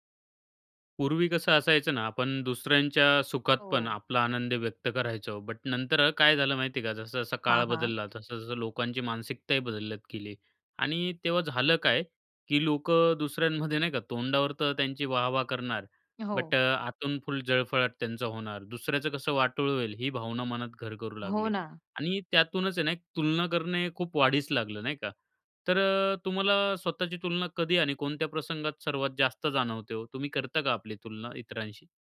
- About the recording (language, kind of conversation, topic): Marathi, podcast, तुम्ही स्वतःची तुलना थांबवण्यासाठी काय करता?
- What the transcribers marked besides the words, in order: in English: "बट"; in English: "बट"; in English: "फुल"